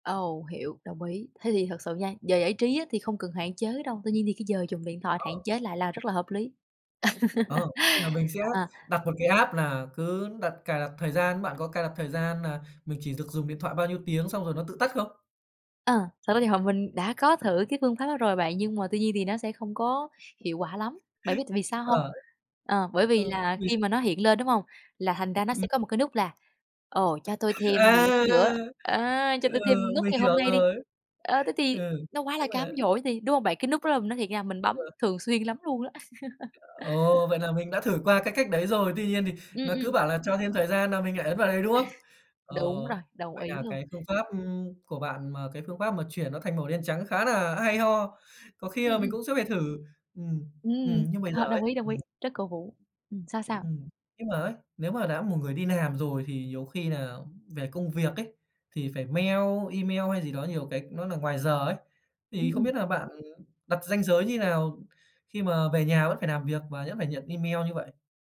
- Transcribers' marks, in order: tapping; laugh; in English: "app"; chuckle; laugh; laugh; chuckle; "làm" said as "nàm"; "làm" said as "nàm"
- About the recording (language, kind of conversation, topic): Vietnamese, podcast, Bạn cân bằng giữa đời thực và đời ảo như thế nào?